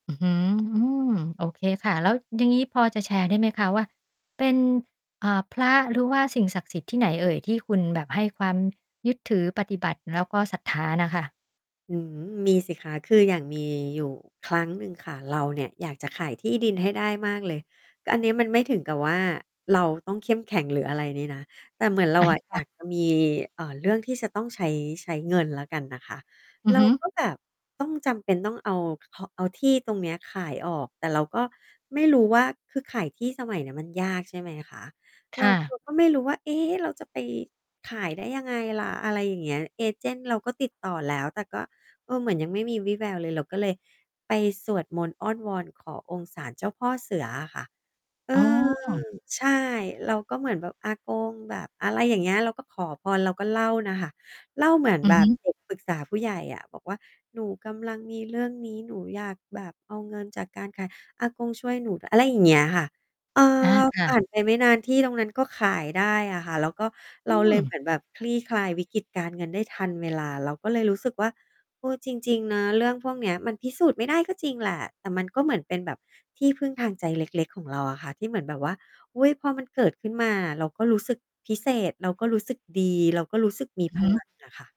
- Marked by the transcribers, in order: drawn out: "อือฮึ"; tapping; static; distorted speech; mechanical hum; other background noise
- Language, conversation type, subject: Thai, podcast, เคยมีคนหรือสิ่งใดที่ช่วยให้คุณเข้มแข็งขึ้นไหม?